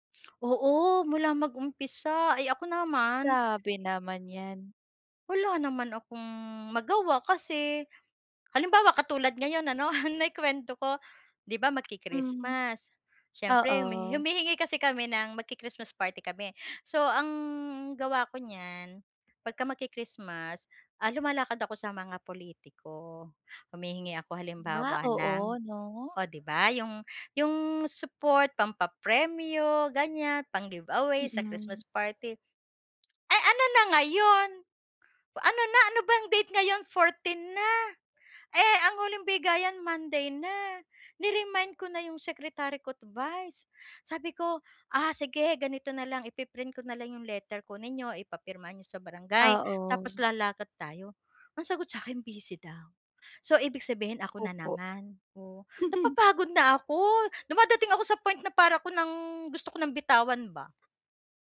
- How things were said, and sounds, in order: tongue click; laughing while speaking: "ano na"; chuckle
- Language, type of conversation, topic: Filipino, advice, Paano ko sasabihin nang maayos na ayaw ko munang dumalo sa mga okasyong inaanyayahan ako dahil napapagod na ako?